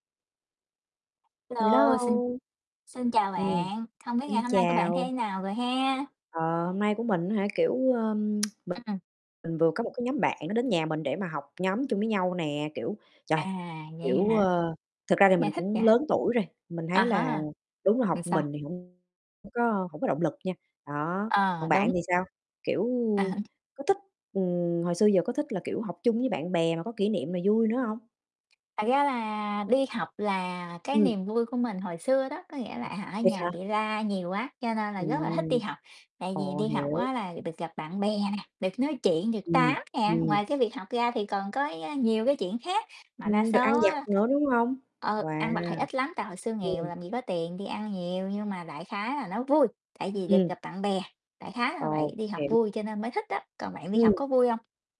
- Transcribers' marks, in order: tapping; tsk; distorted speech; "một" said as "ờn"; other background noise
- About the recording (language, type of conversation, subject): Vietnamese, unstructured, Bạn có kỷ niệm vui nào khi học cùng bạn bè không?